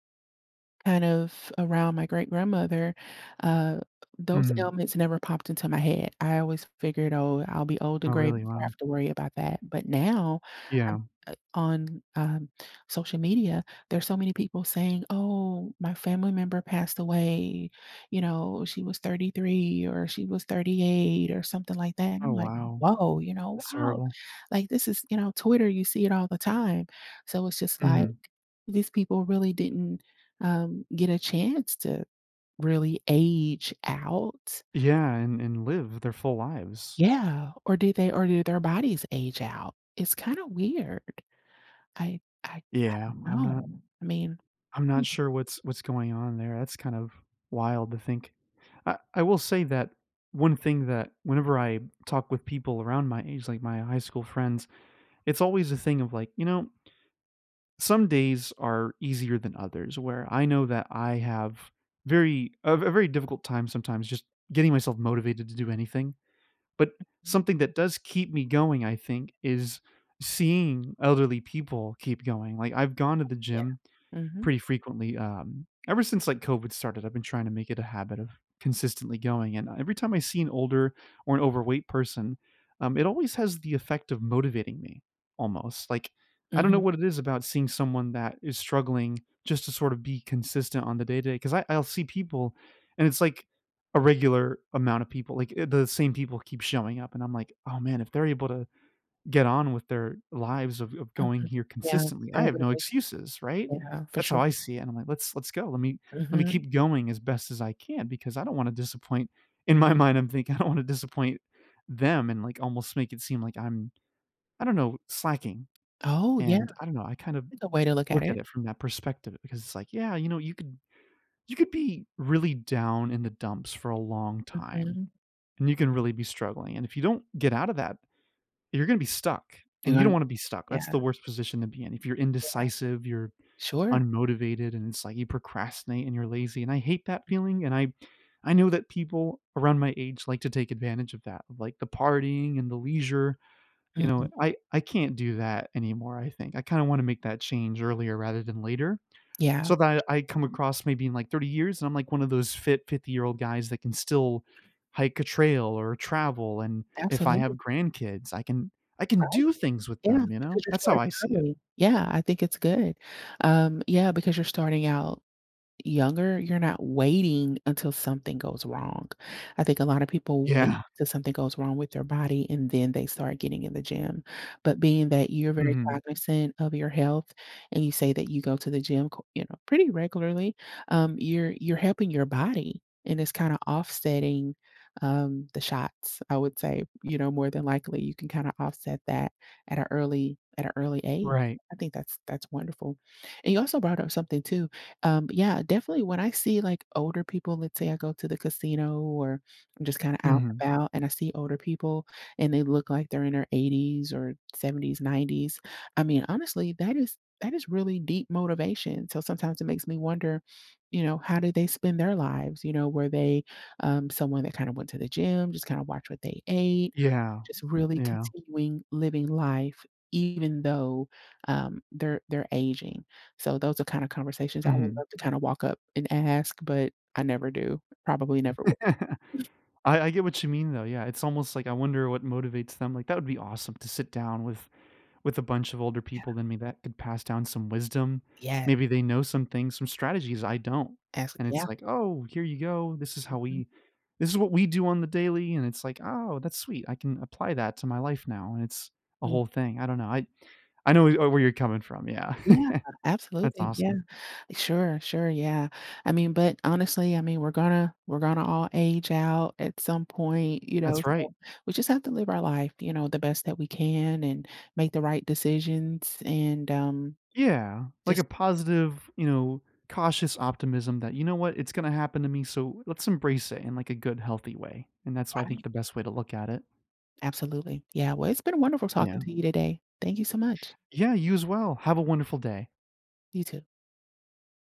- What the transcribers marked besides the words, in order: other noise; other background noise; unintelligible speech; laughing while speaking: "in my mind, I'm"; laughing while speaking: "I don't wanna"; unintelligible speech; tapping; laughing while speaking: "Yeah"; chuckle; chuckle
- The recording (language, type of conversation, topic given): English, unstructured, How should I approach conversations about my aging and health changes?